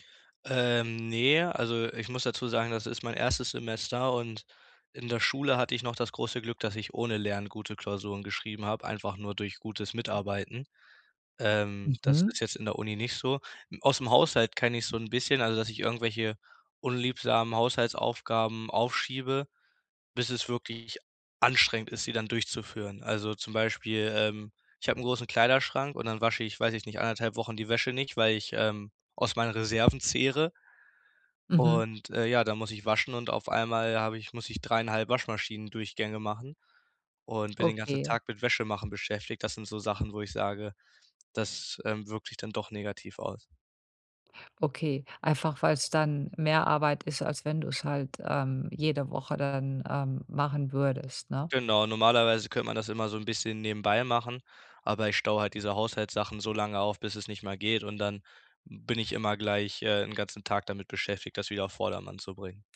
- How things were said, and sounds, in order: other background noise
- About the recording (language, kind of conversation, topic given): German, advice, Wie erreiche ich meine Ziele effektiv, obwohl ich prokrastiniere?